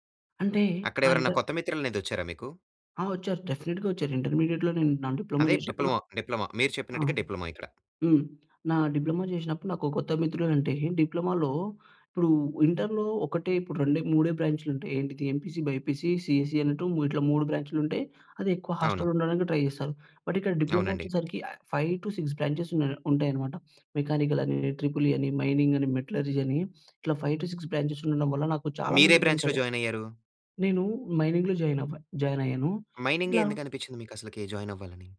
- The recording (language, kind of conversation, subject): Telugu, podcast, పాత స్నేహాలను నిలుపుకోవడానికి మీరు ఏమి చేస్తారు?
- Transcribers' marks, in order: in English: "డెఫినెట్‌గా"; in English: "ఇంటర్మీడియెట్‌లో"; in English: "డిప్లొమా డిప్లొమా"; in English: "డిప్లొమో"; in English: "డిప్లొమా"; in English: "డిప్లొమో"; in English: "డిప్లొమోలో"; in English: "బ్రాంచ్‌లు"; in English: "ఎంపీసీ బైపీసీ సీఈసీ"; in English: "బ్రాంచ్‌లు"; in English: "ట్రై"; in English: "బట్"; in English: "డిప్లొమో"; in English: "ఫై టు సిక్స్ బ్రాంచెస్"; in English: "మెకానికల్"; in English: "ట్రిపుల్ ఈ"; in English: "మైనింగ్"; in English: "మెటలర్జీ"; in English: "ఫైవ్ టు సిక్స్ బ్రాంచెస్"; in English: "బ్రాంచ్‌లో జాయిన్"; in English: "ఫ్రెండ్స్"; in English: "మైనింగ్‌లో జాయిన్"; in English: "జాయిన్"; in English: "జాయిన్"